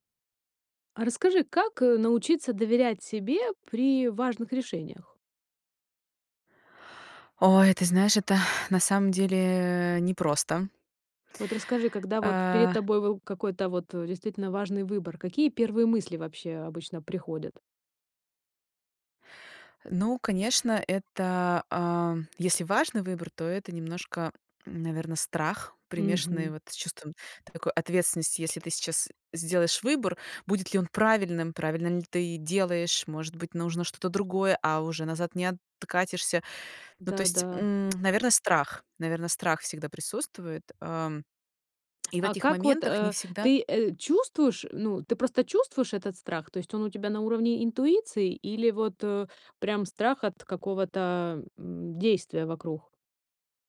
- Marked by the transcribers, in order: other background noise
- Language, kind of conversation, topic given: Russian, podcast, Как научиться доверять себе при важных решениях?